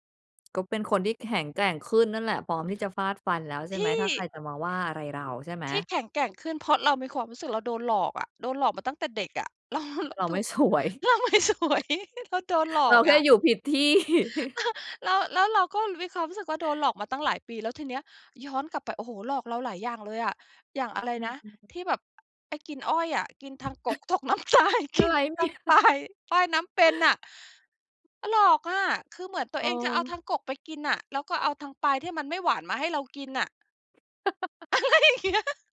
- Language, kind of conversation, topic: Thai, podcast, คุณจัดการกับเสียงในหัวที่เป็นลบอย่างไร?
- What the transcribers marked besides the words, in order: tapping; chuckle; laughing while speaking: "สวย"; laughing while speaking: "เราไม่สวย"; other background noise; laughing while speaking: "ที่"; chuckle; chuckle; laughing while speaking: "อะไรเนี่ย"; laughing while speaking: "ตกน้ำตาย กินทั้งปลาย"; chuckle; laughing while speaking: "อะไรอย่างเงี้ย"